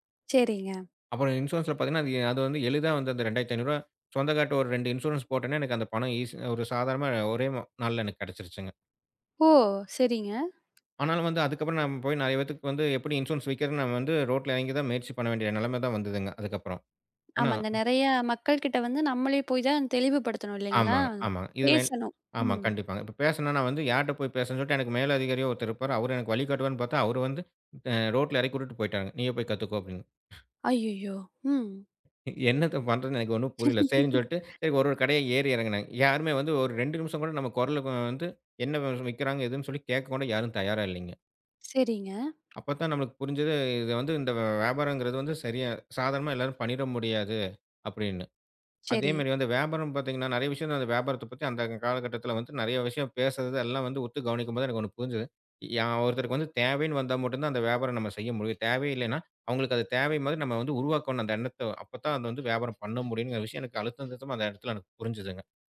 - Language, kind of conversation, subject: Tamil, podcast, நீங்கள் சுயமதிப்பை வளர்த்துக்கொள்ள என்ன செய்தீர்கள்?
- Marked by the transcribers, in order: tapping; other noise; other background noise; laugh